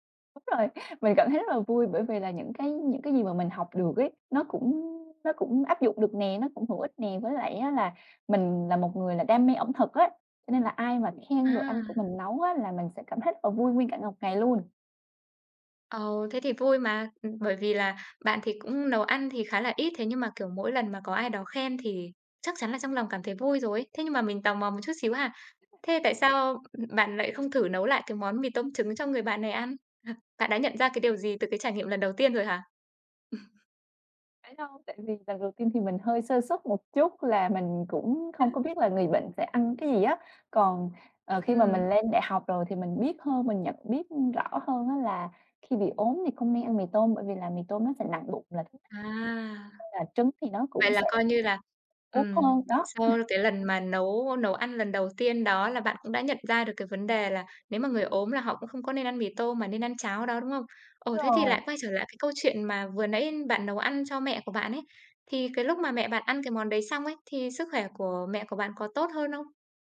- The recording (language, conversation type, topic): Vietnamese, podcast, Bạn có thể kể về một kỷ niệm ẩm thực khiến bạn nhớ mãi không?
- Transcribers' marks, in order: tapping; other background noise; other noise; chuckle; unintelligible speech